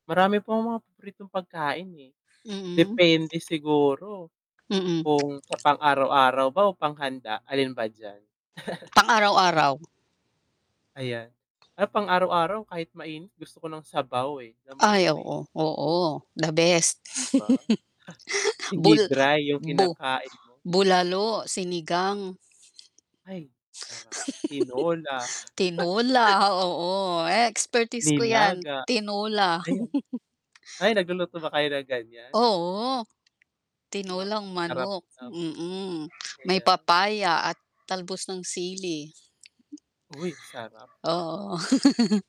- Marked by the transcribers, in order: static; distorted speech; tongue click; tapping; chuckle; dog barking; scoff; chuckle; other background noise; giggle; chuckle; chuckle; tongue click; giggle
- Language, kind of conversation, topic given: Filipino, unstructured, Ano ang pakiramdam mo kapag kumakain ka ng mga pagkaing sobrang maalat?